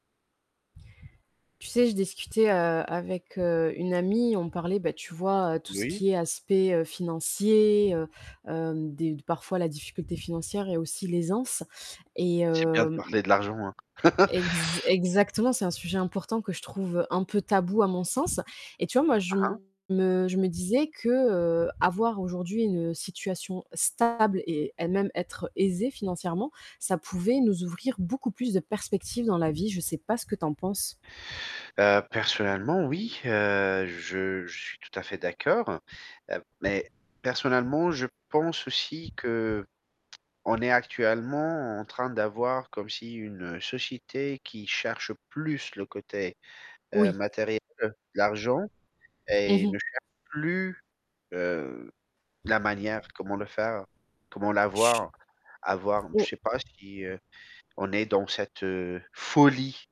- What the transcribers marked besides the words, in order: static; laugh; tapping; distorted speech; other background noise; stressed: "folie"
- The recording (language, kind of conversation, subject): French, unstructured, Comment l’argent influence-t-il vos choix de vie ?